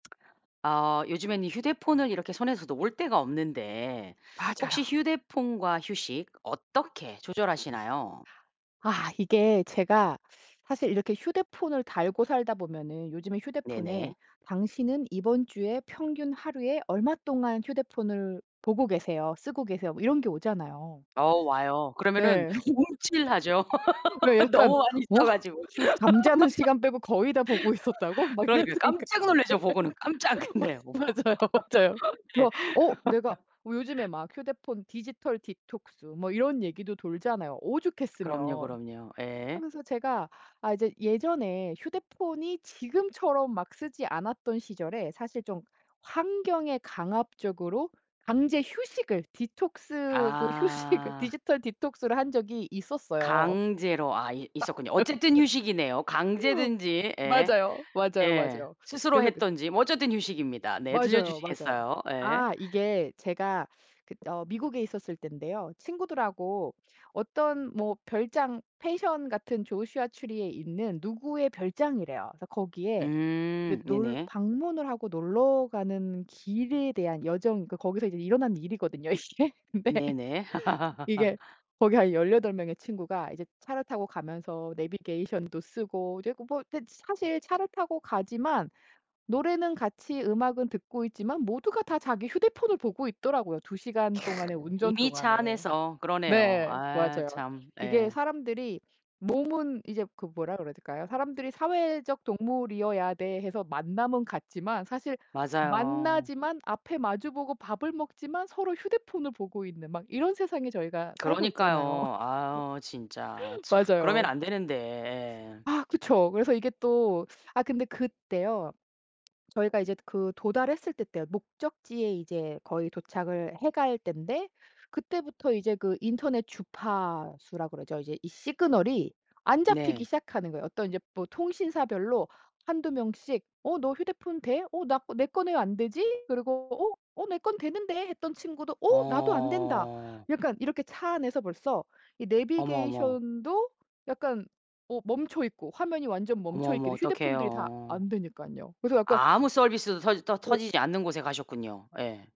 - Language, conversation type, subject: Korean, podcast, 휴대전화 사용과 휴식의 균형을 어떻게 맞추시나요?
- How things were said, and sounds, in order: laugh; other background noise; laugh; laughing while speaking: "너무 많이 써 가지고"; laugh; laughing while speaking: "막 이런 생각 예. 맞 맞아요, 맞아요"; laughing while speaking: "깜짝. 네. 어머"; laugh; laughing while speaking: "휴식을"; laugh; laughing while speaking: "이게. 근데"; laugh; laugh